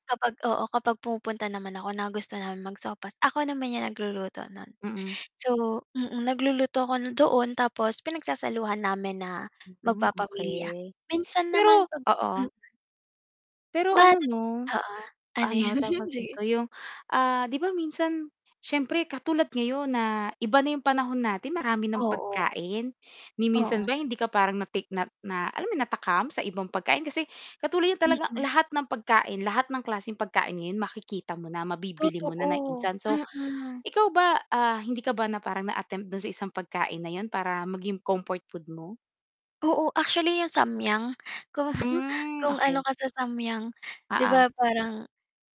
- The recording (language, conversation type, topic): Filipino, podcast, Ano ang paborito mong pampaginhawang pagkain, at bakit?
- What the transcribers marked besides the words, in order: distorted speech; unintelligible speech; laughing while speaking: "'yun"; chuckle; scoff